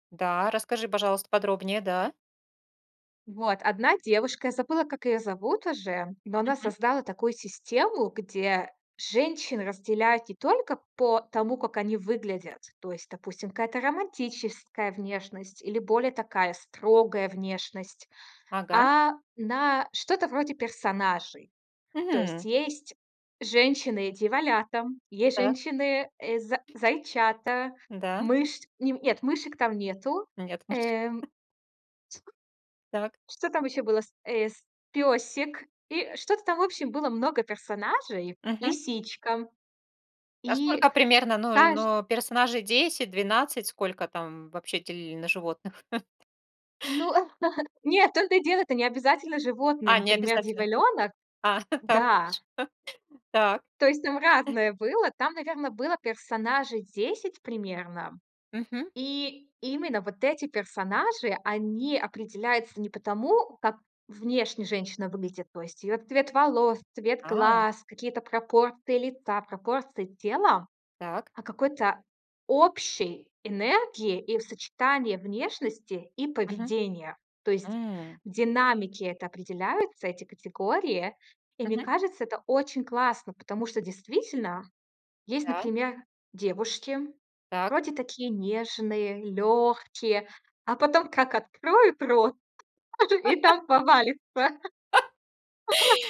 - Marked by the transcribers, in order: other background noise; tapping; chuckle; chuckle; laughing while speaking: "Так, хорошо"; other noise; laugh; laughing while speaking: "тут же и там повалится"; laugh
- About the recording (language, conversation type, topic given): Russian, podcast, Как меняется самооценка при смене имиджа?